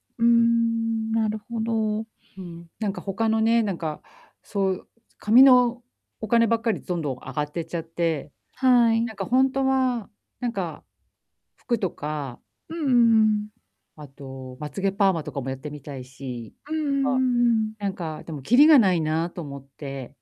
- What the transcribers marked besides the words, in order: none
- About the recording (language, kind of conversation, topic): Japanese, advice, 限られた予算の中でおしゃれに見せるには、どうすればいいですか？